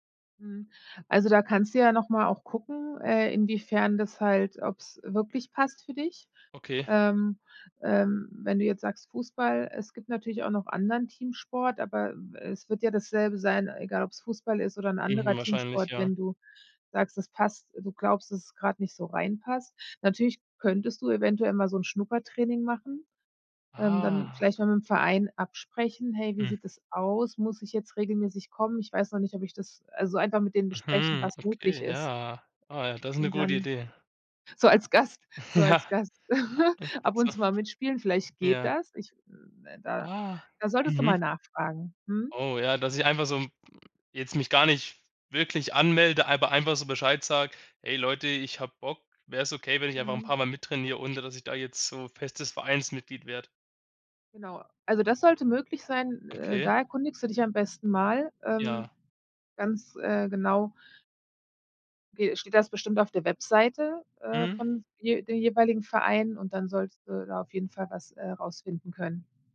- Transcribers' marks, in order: surprised: "Ah"; chuckle; laughing while speaking: "Ja"; laugh; unintelligible speech; surprised: "Ah"; other background noise
- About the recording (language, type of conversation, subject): German, advice, Warum fehlt mir die Motivation, regelmäßig Sport zu treiben?